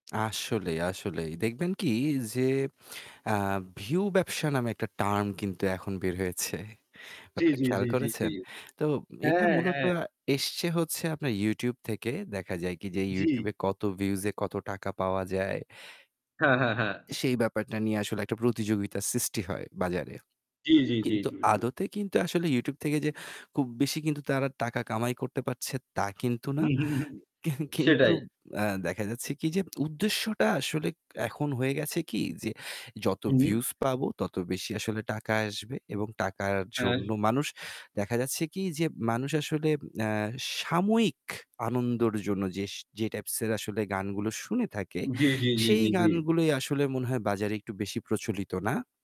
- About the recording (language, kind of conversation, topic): Bengali, unstructured, গানশিল্পীরা কি এখন শুধু অর্থের পেছনে ছুটছেন?
- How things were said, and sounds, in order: static; other background noise